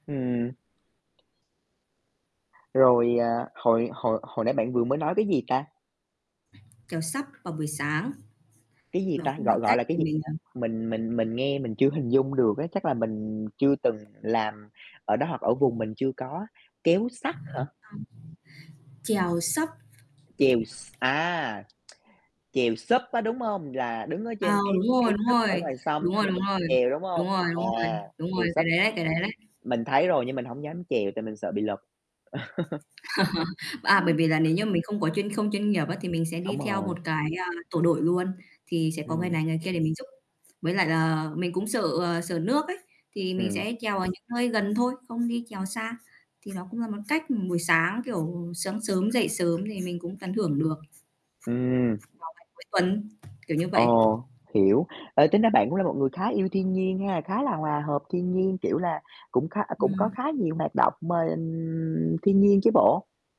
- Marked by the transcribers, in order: tapping; other background noise; static; in English: "sấp"; unintelligible speech; unintelligible speech; in English: "sấp"; tsk; in English: "súp"; in English: "súp"; in English: "súp"; laugh; other noise; distorted speech
- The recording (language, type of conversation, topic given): Vietnamese, unstructured, Bạn có thấy thiên nhiên giúp bạn giảm căng thẳng không?